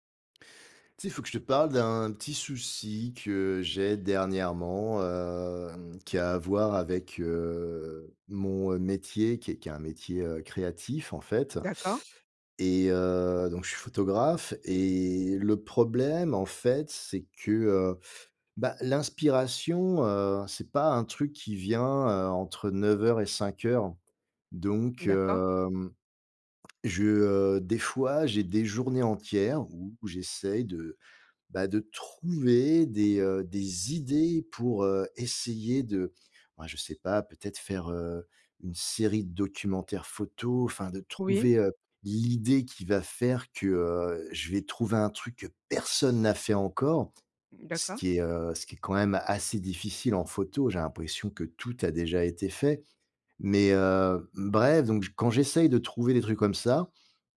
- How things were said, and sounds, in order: drawn out: "heu"; tapping; stressed: "idées"; stressed: "l'idée"; stressed: "personne"
- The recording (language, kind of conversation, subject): French, advice, Comment surmonter la procrastination pour créer régulièrement ?